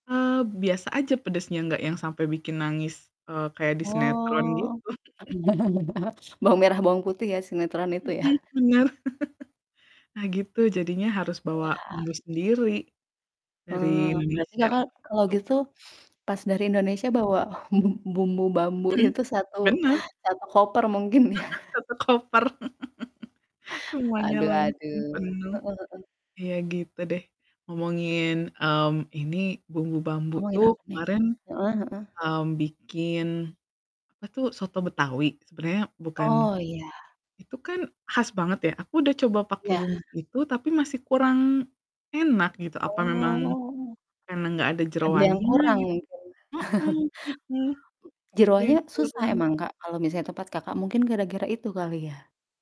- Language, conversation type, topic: Indonesian, unstructured, Apa makanan favorit Anda, dan apa yang membuatnya istimewa?
- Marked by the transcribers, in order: static; drawn out: "Oh"; laugh; laughing while speaking: "ya?"; chuckle; distorted speech; sniff; other background noise; laughing while speaking: "bum bumbu Bamboe"; laughing while speaking: "ya?"; laugh; drawn out: "Oh"; chuckle